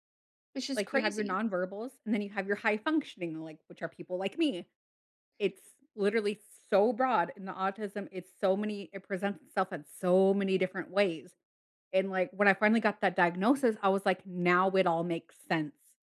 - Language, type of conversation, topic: English, unstructured, What boundaries help your relationships feel safe, warm, and connected, and how do you share them kindly?
- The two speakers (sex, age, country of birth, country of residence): female, 30-34, United States, United States; female, 30-34, United States, United States
- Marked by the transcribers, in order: stressed: "so"